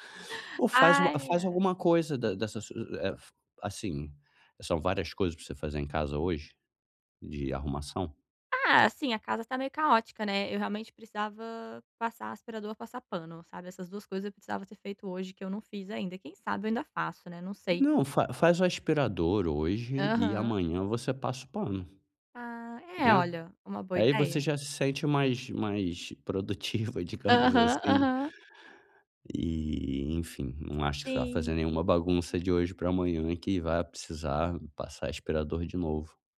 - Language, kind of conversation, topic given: Portuguese, advice, Como posso me permitir desacelerar no dia a dia sem me sentir culpado?
- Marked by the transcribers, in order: laughing while speaking: "produtiva, digamos assim"